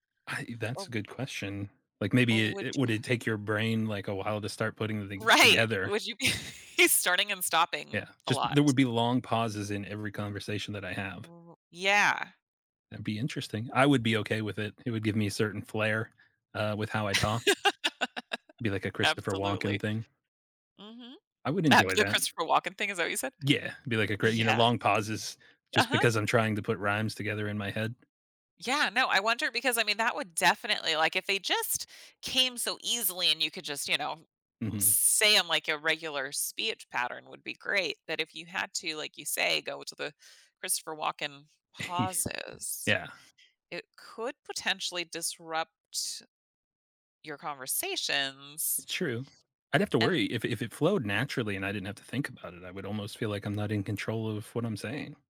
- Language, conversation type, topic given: English, unstructured, How would your relationships and daily life change if you had to communicate only in rhymes?
- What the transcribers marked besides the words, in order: laughing while speaking: "Right"; laughing while speaking: "be"; laugh; chuckle; stressed: "pauses"